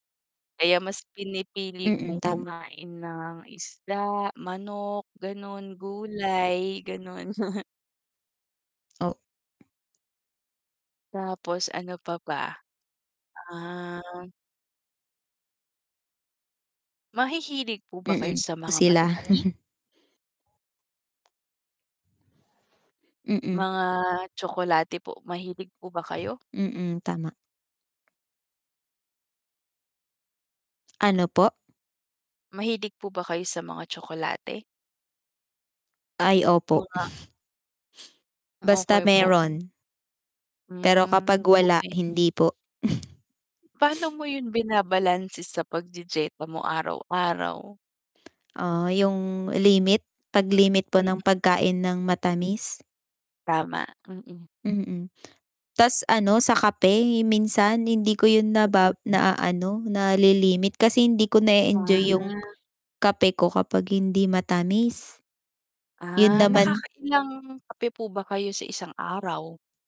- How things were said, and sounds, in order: mechanical hum; chuckle; drawn out: "Ah"; distorted speech; chuckle; tapping; static; chuckle
- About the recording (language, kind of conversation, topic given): Filipino, unstructured, Paano mo isinasama ang masusustansiyang pagkain sa iyong pang-araw-araw na pagkain?